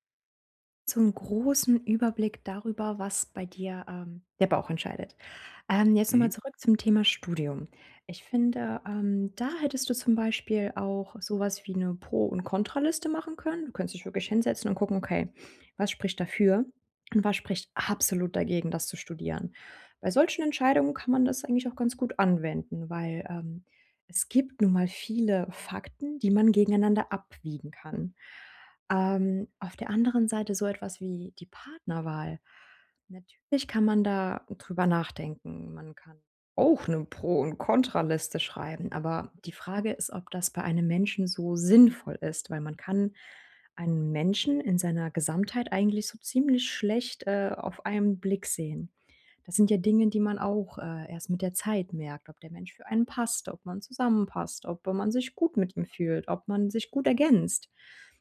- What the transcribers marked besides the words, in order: stressed: "absolut"
- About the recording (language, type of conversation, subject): German, advice, Wie entscheide ich bei wichtigen Entscheidungen zwischen Bauchgefühl und Fakten?